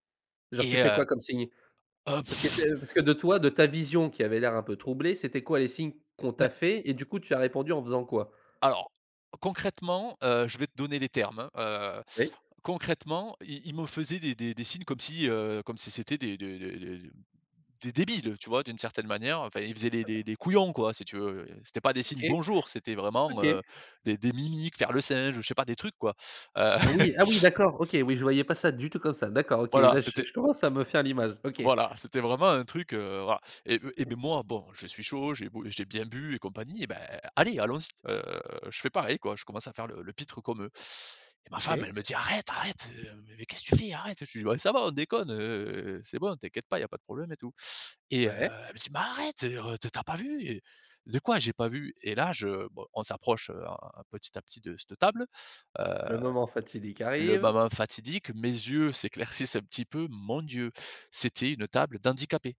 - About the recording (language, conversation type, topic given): French, podcast, Quelle expérience drôle ou embarrassante as-tu vécue ?
- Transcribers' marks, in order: tapping; chuckle; other background noise